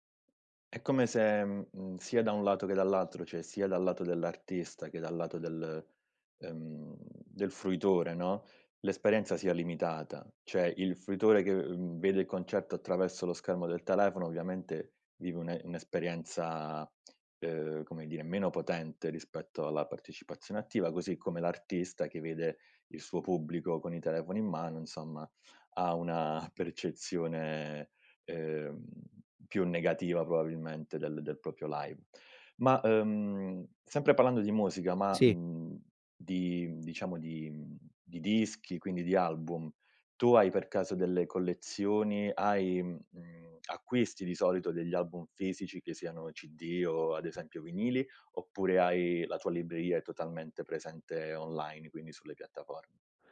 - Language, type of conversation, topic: Italian, podcast, Come scopri di solito nuova musica?
- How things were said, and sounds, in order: "cioè" said as "ceh"; "cioè" said as "ceh"; "proprio" said as "propio"; other background noise